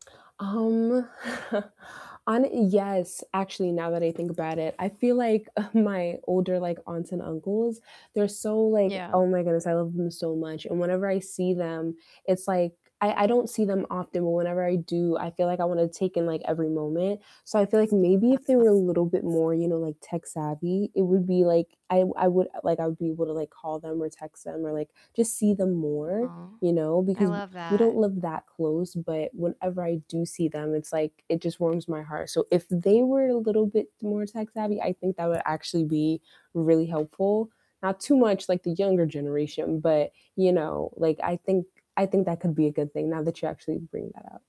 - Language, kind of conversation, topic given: English, unstructured, How have your traditions with family and friends evolved with technology and changing norms to stay connected?
- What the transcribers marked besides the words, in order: static; chuckle; other background noise; laughing while speaking: "uh"; distorted speech; tapping